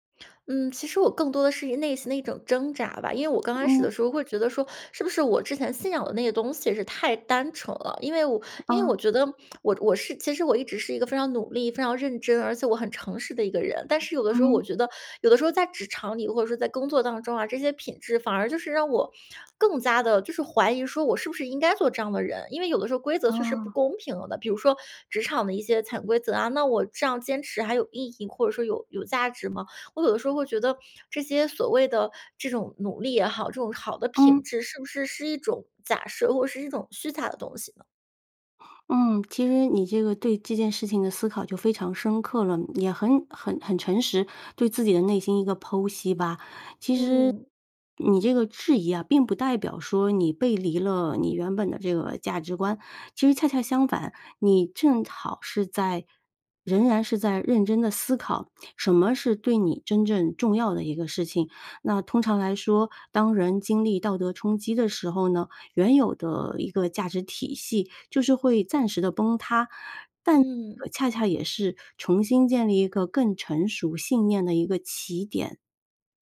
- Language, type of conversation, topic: Chinese, advice, 当你目睹不公之后，是如何开始怀疑自己的价值观与人生意义的？
- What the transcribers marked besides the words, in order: tapping; lip smack